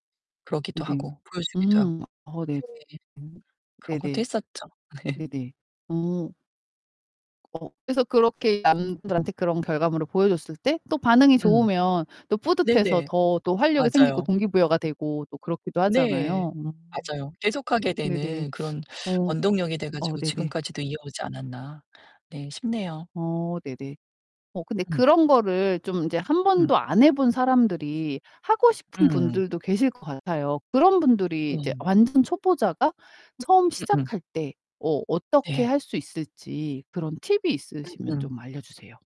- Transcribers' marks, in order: distorted speech; laugh; tapping; static
- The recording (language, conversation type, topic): Korean, podcast, 요즘 즐기고 있는 창작 취미는 무엇인가요?